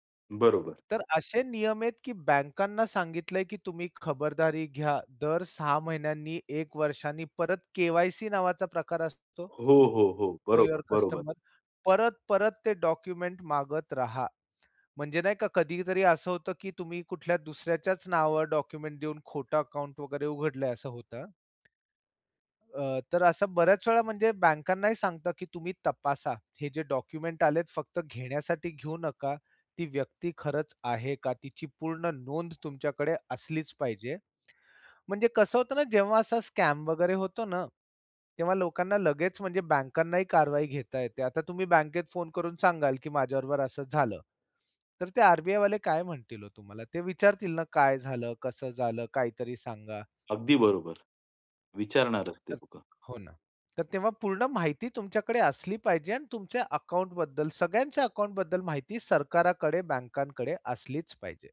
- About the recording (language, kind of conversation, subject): Marathi, podcast, डिजिटल पेमेंट्स वापरताना तुम्हाला कशाची काळजी वाटते?
- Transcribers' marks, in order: in English: "नो युवर कस्टमर"; in English: "स्कॅम"; tapping; other background noise